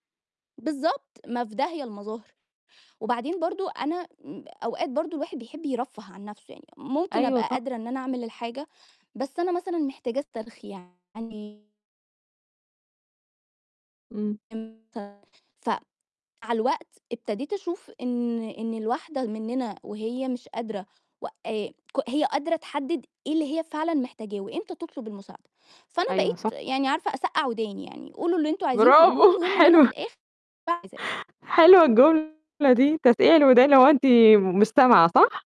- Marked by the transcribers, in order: tapping; distorted speech; laughing while speaking: "برافو، حلوة"
- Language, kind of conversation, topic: Arabic, podcast, إزاي تعرف إنك محتاج تطلب مساعدة؟